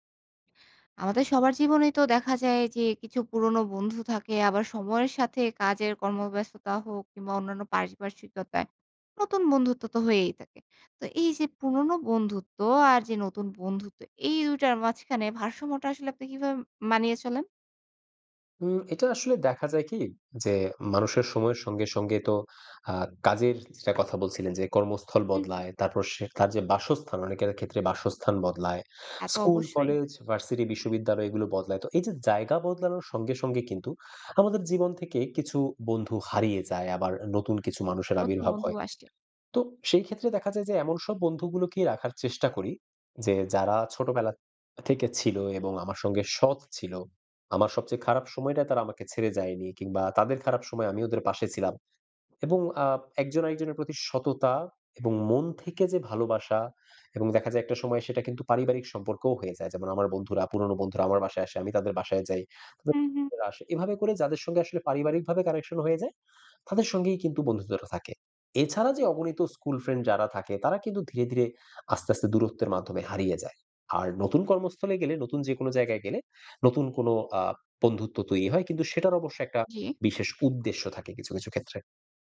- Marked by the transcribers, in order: breath; unintelligible speech; in English: "connection"
- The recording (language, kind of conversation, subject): Bengali, podcast, পুরনো ও নতুন বন্ধুত্বের মধ্যে ভারসাম্য রাখার উপায়